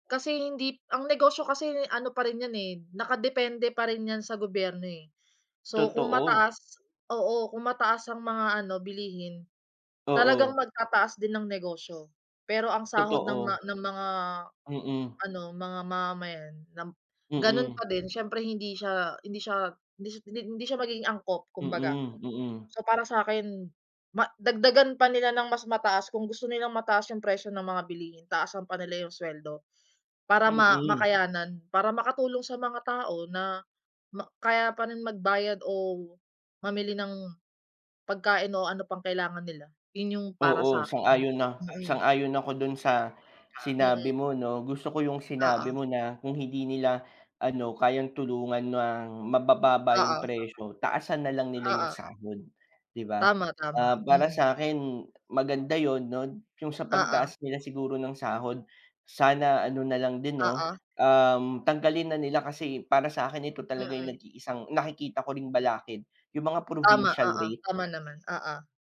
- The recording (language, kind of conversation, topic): Filipino, unstructured, Ano ang opinyon mo tungkol sa pagtaas ng presyo ng mga bilihin?
- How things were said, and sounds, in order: other background noise; background speech